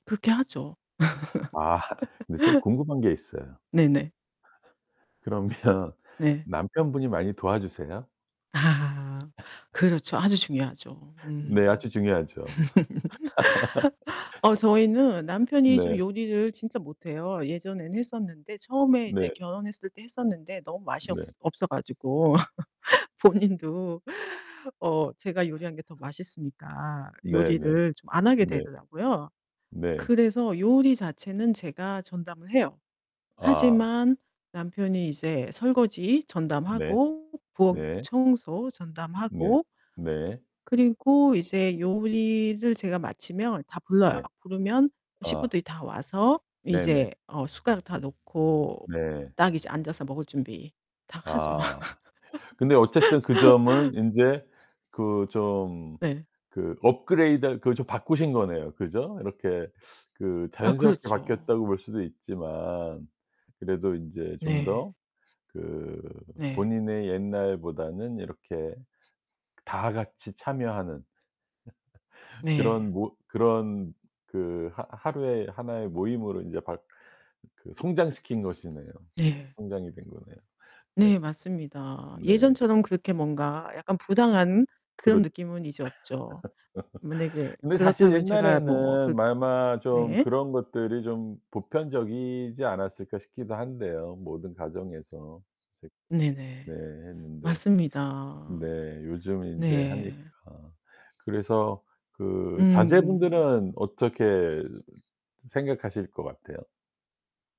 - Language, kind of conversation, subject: Korean, podcast, 가족과 함께하는 식사 시간은 보통 어떤가요?
- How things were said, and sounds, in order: laugh; laughing while speaking: "그러면"; tapping; laugh; laugh; laugh; other background noise; laugh; laughing while speaking: "본인도"; distorted speech; laugh; laugh; laugh